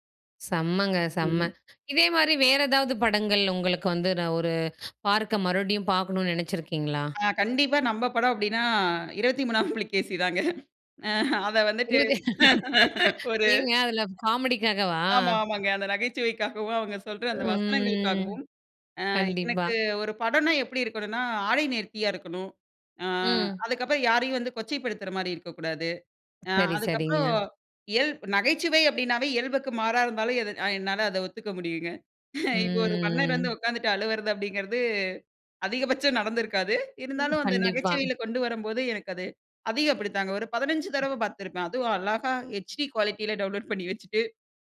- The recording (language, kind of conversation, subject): Tamil, podcast, ஒரு திரைப்படத்தை மீண்டும் பார்க்க நினைக்கும் காரணம் என்ன?
- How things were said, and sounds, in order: other background noise; laughing while speaking: "இருவத்தி மூணாம் புலிகேசி தாங்க. அ அதை வந்துட்டு"; laughing while speaking: "இருவதே ஏங்க அதில காமெடிக்காகவா?"; drawn out: "ம்"; chuckle; drawn out: "ம்"; in English: "ஹெச்டி குவாலிட்டியில டவுன்லோட்"; chuckle